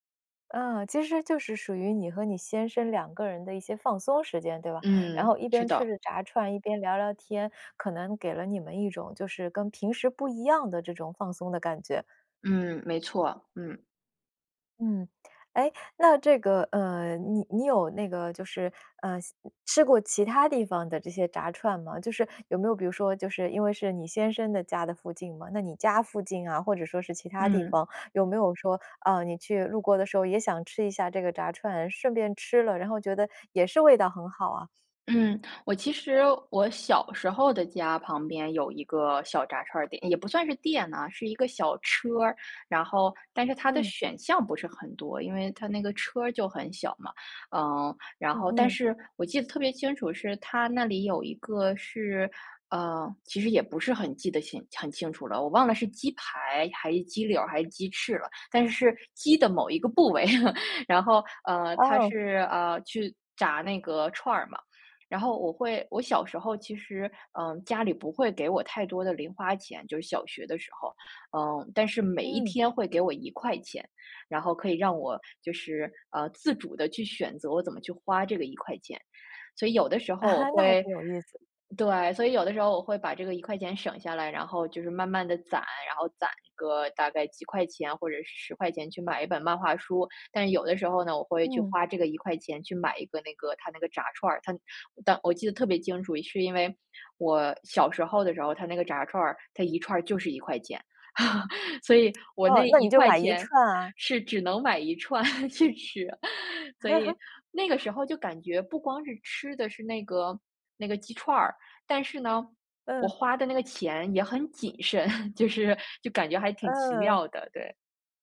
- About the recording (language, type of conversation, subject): Chinese, podcast, 你最喜欢的街边小吃是哪一种？
- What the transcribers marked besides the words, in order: tapping; "清" said as "请"; chuckle; chuckle; chuckle; laughing while speaking: "串去吃啊"; chuckle; laughing while speaking: "慎"